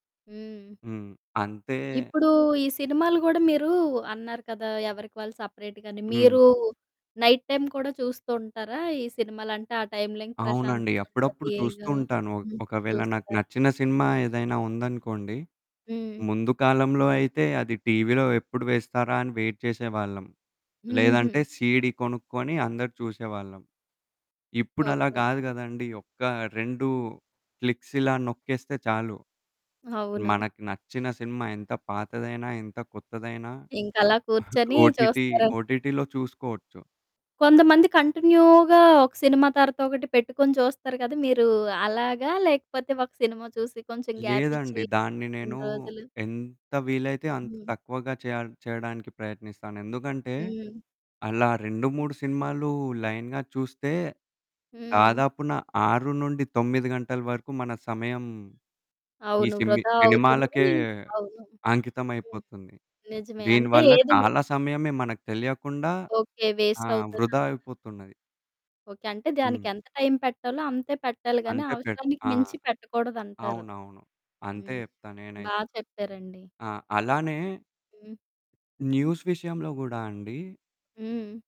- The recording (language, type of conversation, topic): Telugu, podcast, స్ట్రీమింగ్ సేవల ప్రభావంతో టీవీ చూసే అలవాట్లు మీకు ఎలా మారాయి అనిపిస్తోంది?
- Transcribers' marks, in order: in English: "సపరేట్‌గా"; in English: "నైట్ టైమ్"; in English: "టీవీ‌లో"; in English: "వెయిట్"; in English: "సీడీ"; in English: "ఓటిటి ఓటిటి‌లో"; in English: "కంటిన్యూ‌గా"; in English: "గ్యాప్"; in English: "లైన్‌గా"; distorted speech; in English: "న్యూస్"